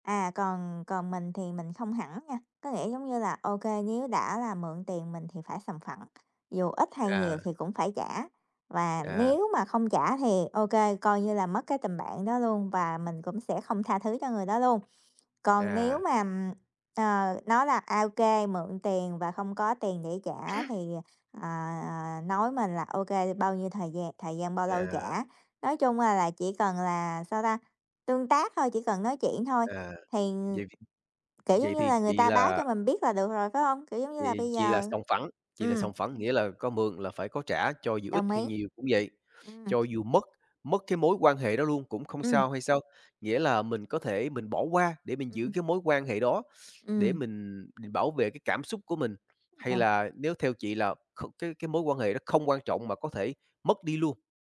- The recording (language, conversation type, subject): Vietnamese, unstructured, Có nên tha thứ cho người thân sau khi họ làm tổn thương mình không?
- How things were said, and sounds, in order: tapping; other background noise; teeth sucking